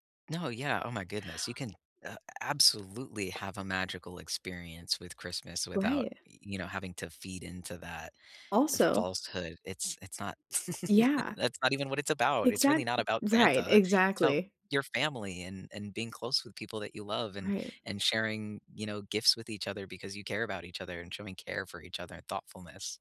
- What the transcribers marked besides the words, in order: tapping; chuckle; other background noise
- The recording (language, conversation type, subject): English, unstructured, How can I create a holiday memory that's especially meaningful?